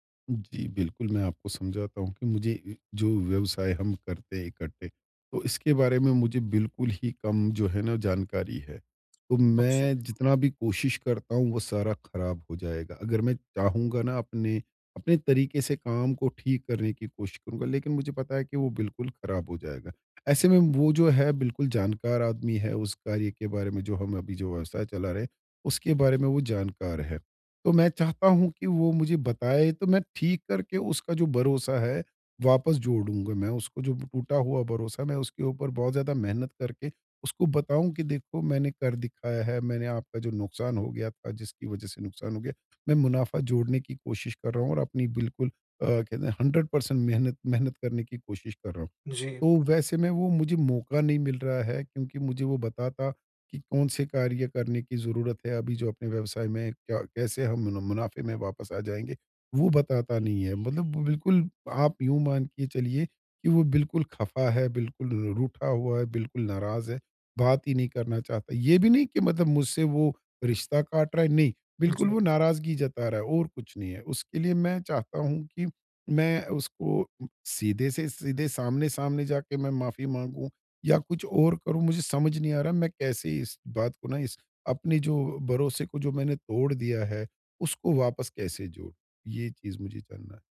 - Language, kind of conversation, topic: Hindi, advice, टूटे हुए भरोसे को धीरे-धीरे फिर से कैसे कायम किया जा सकता है?
- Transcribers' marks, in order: in English: "हंड्रेड पर्सेंट"; other background noise